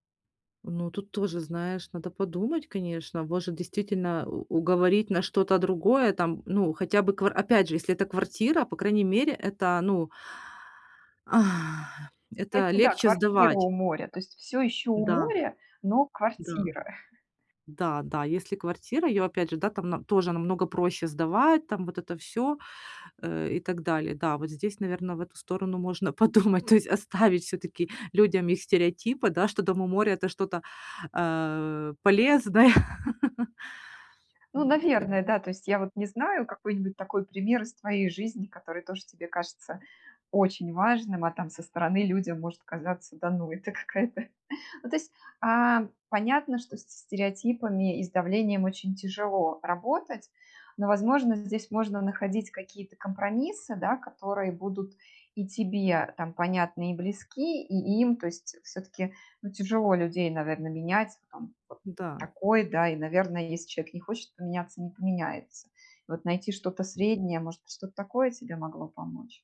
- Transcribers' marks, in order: breath; laughing while speaking: "можно подумать"; laughing while speaking: "полезное"; laughing while speaking: "какая-то"
- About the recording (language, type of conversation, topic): Russian, advice, Как справляться с давлением со стороны общества и стереотипов?